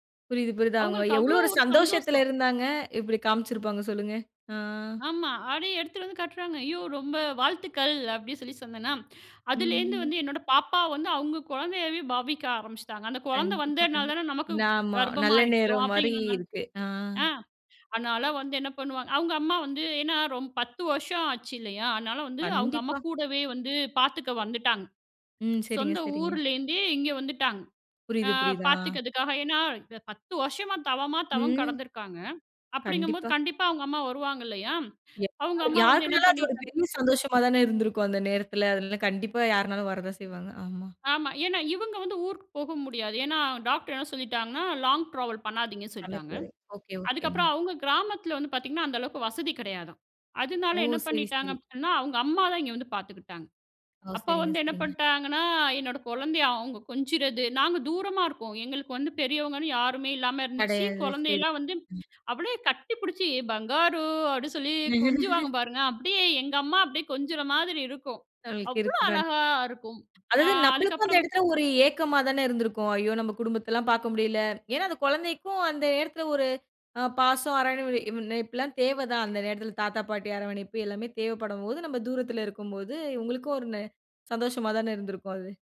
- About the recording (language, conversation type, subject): Tamil, podcast, உங்கள் ஊரில் நடந்த மறக்க முடியாத ஒரு சந்திப்பு அல்லது நட்புக் கதையைச் சொல்ல முடியுமா?
- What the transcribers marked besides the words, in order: joyful: "அவங்களுக்கு அவ்ளோ ஒரு சந்தோஷம்"; in English: "லாங் டிராவல்"; other background noise; laugh; unintelligible speech; tapping